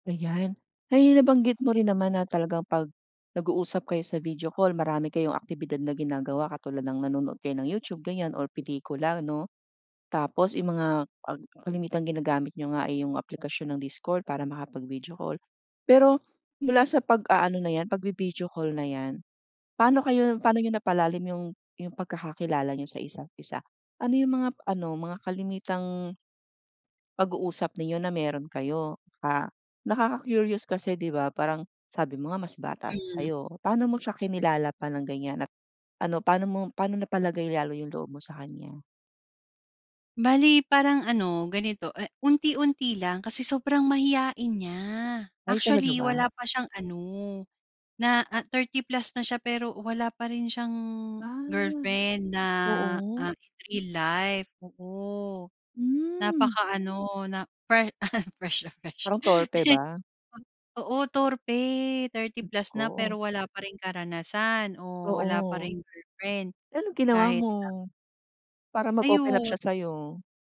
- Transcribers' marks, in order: other background noise; tapping; chuckle
- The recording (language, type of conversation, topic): Filipino, podcast, Paano nakatulong ang pagtawag na may bidyo sa relasyon mo?